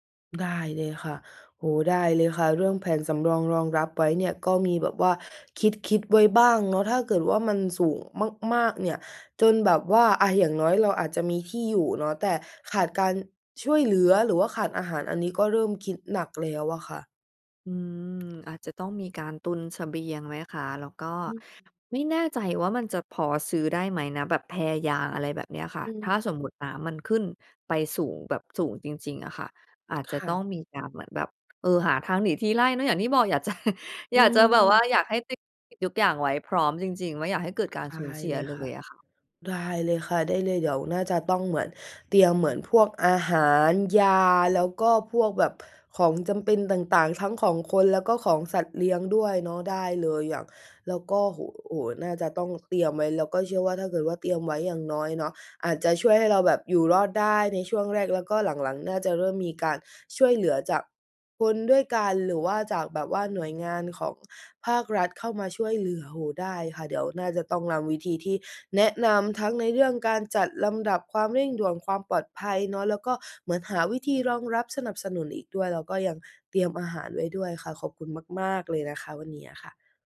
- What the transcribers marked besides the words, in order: tsk; tapping; laughing while speaking: "จะ"; unintelligible speech
- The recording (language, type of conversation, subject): Thai, advice, ฉันควรจัดการเหตุการณ์ฉุกเฉินในครอบครัวอย่างไรเมื่อยังไม่แน่ใจและต้องรับมือกับความไม่แน่นอน?